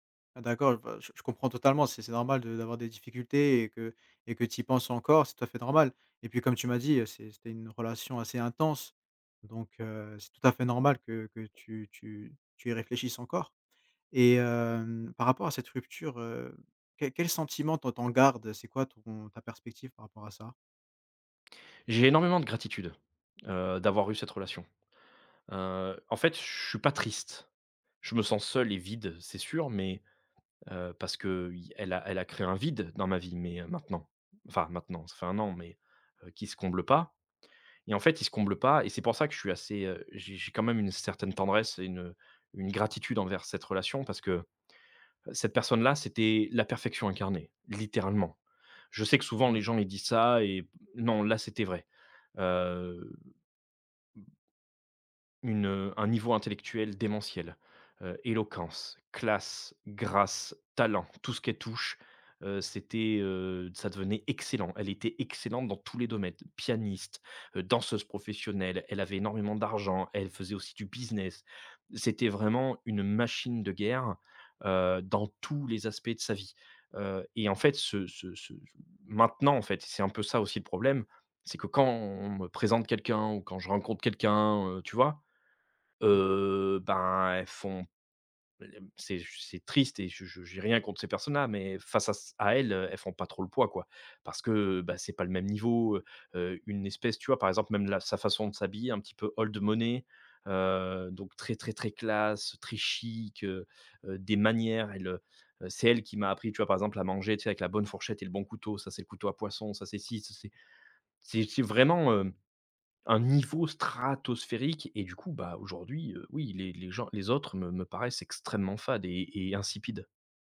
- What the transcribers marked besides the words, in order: stressed: "excellent"; stressed: "tous"; in English: "old money"; stressed: "stratosphérique"
- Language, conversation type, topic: French, advice, Comment as-tu vécu la solitude et le vide après la séparation ?